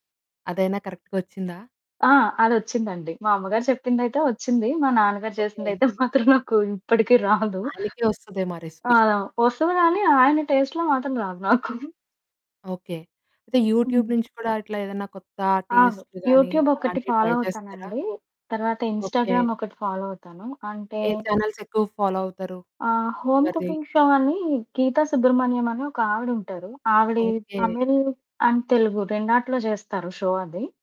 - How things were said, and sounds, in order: in English: "కరక్ట్‌గొచ్చిందా?"; laughing while speaking: "మాత్రం నాకు ఇప్పడికి రాదు"; in English: "రెసిపీ"; in English: "టేస్ట్‌లో"; laughing while speaking: "నాకు"; in English: "యూట్యూబ్"; in English: "టేస్ట్"; in English: "ఫాలో"; in English: "ట్రై"; in English: "ఫాలో"; other background noise; in English: "ఫాలో"; in English: "అండ్"; in English: "షో"
- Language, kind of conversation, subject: Telugu, podcast, మీరు కొత్త రుచులను ఎలా అన్వేషిస్తారు?